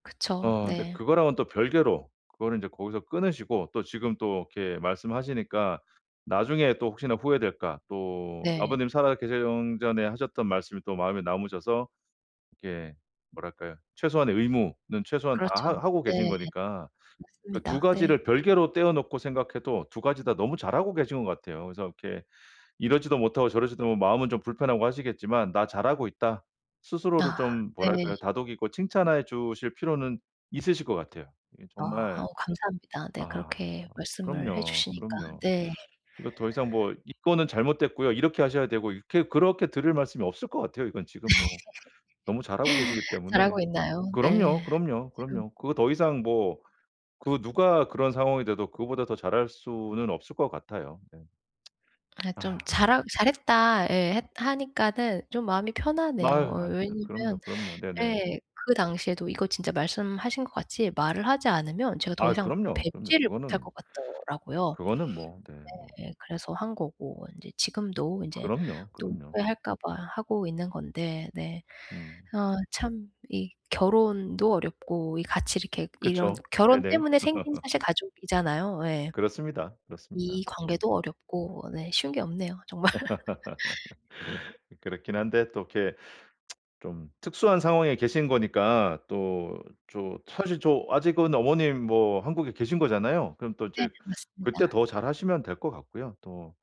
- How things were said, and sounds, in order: tapping; other background noise; laugh; tsk; laugh; laugh; laughing while speaking: "정말"; laugh; tsk
- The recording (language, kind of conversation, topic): Korean, advice, 상처를 겪은 뒤 감정을 회복하고 다시 사람을 어떻게 신뢰할 수 있을까요?